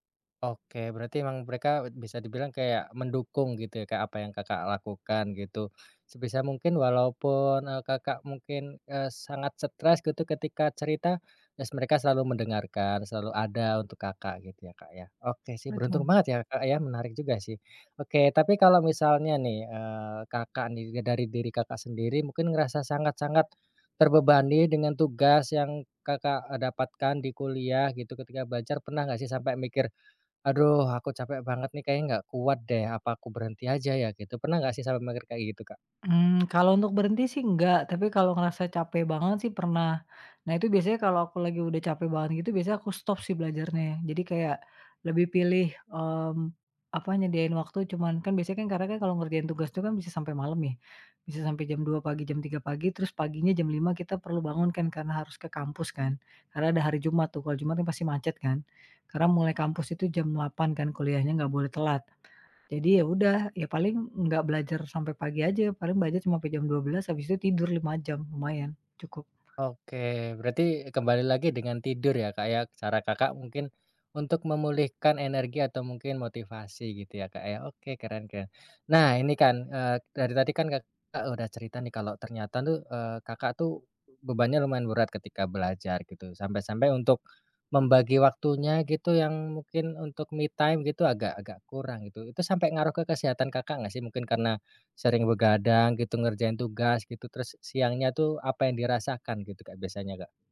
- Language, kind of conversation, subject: Indonesian, podcast, Gimana cara kalian mengatur waktu berkualitas bersama meski sibuk bekerja dan kuliah?
- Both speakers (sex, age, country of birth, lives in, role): female, 35-39, Indonesia, Indonesia, guest; male, 30-34, Indonesia, Indonesia, host
- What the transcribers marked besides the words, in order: other background noise; in English: "me time"